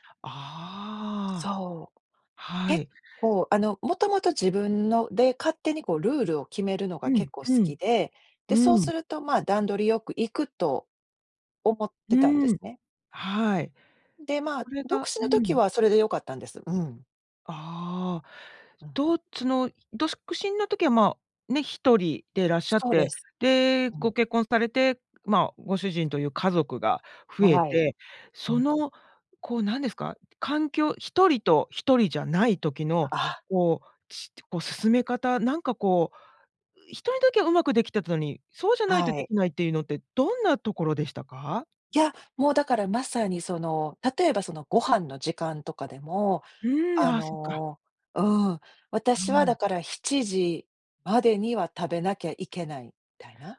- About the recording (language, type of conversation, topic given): Japanese, podcast, 自分の固定観念に気づくにはどうすればいい？
- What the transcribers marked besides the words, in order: "その" said as "つの"; "独身" said as "どすくしん"